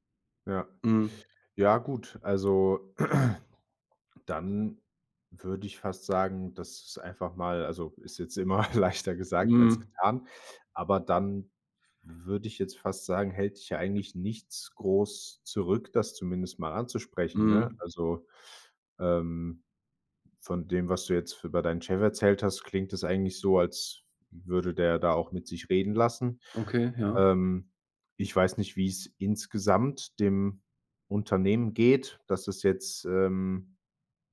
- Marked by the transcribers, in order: throat clearing; laughing while speaking: "immer leichter"
- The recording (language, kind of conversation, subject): German, advice, Wie kann ich mit meinem Chef ein schwieriges Gespräch über mehr Verantwortung oder ein höheres Gehalt führen?